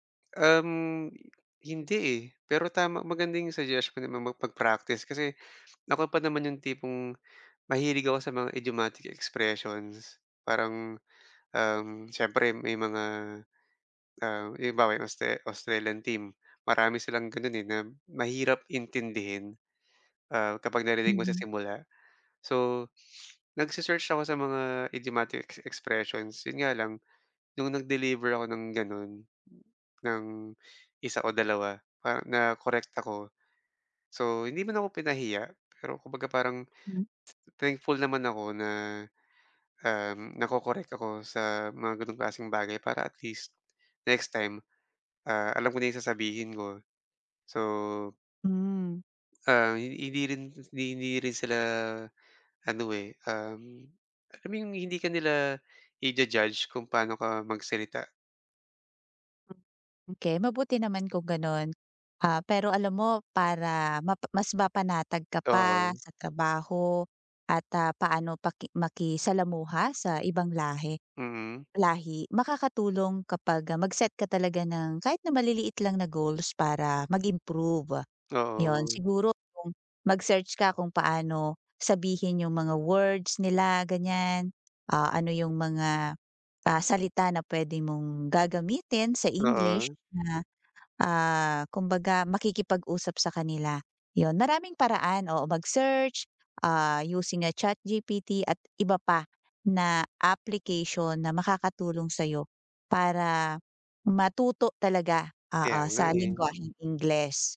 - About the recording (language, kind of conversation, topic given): Filipino, advice, Paano ko mapapanatili ang kumpiyansa sa sarili kahit hinuhusgahan ako ng iba?
- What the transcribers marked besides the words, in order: tapping; other background noise